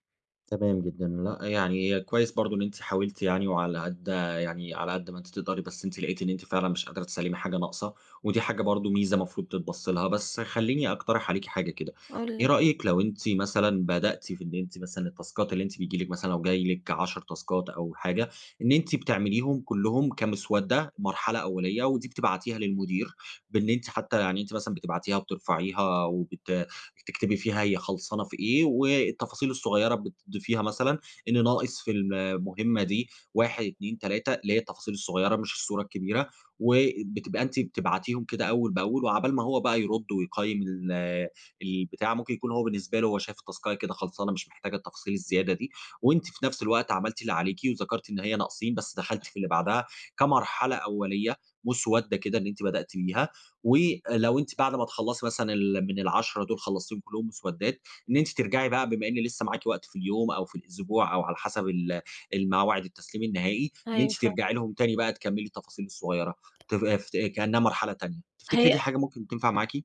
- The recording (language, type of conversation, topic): Arabic, advice, إزاي الكمالية بتخليك تِسوّف وتِنجز شوية مهام بس؟
- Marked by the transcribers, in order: in English: "التاسكات"; in English: "تاسكات"; in English: "التسكاية"